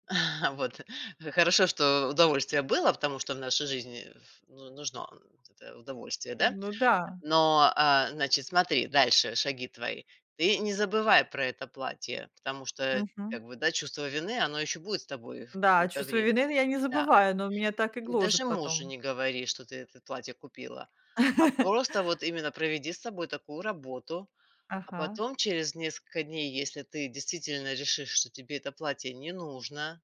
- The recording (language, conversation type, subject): Russian, advice, Что вы чувствуете — вину и сожаление — после дорогостоящих покупок?
- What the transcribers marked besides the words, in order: chuckle; laughing while speaking: "Вот"; tapping; other background noise; chuckle